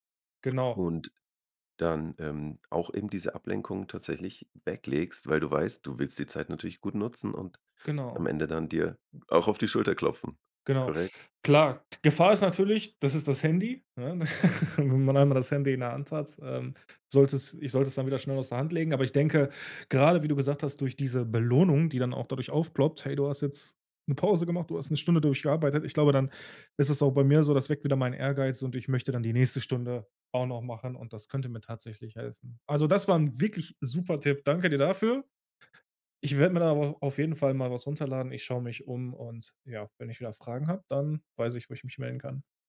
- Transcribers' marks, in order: joyful: "auch auf die Schulter klopfen"; laugh; stressed: "Belohnung"; joyful: "Also, das war 'n wirklich super Tipp"
- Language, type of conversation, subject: German, advice, Wie kann ich mich bei der Arbeit oder im Studium trotz Ablenkungen besser konzentrieren?